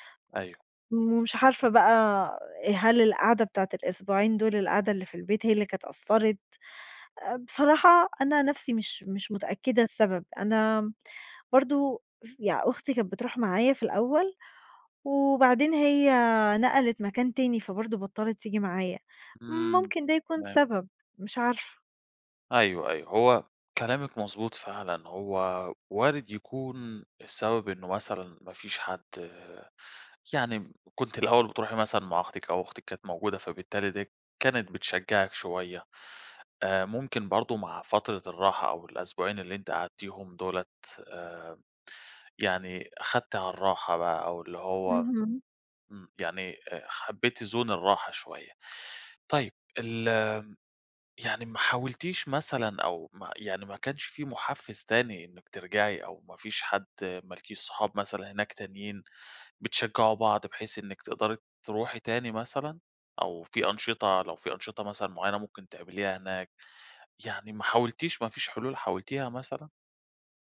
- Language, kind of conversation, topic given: Arabic, advice, إزاي أتعامل مع إحساس الذنب بعد ما فوّت تدريبات كتير؟
- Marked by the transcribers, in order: tapping; in English: "زون"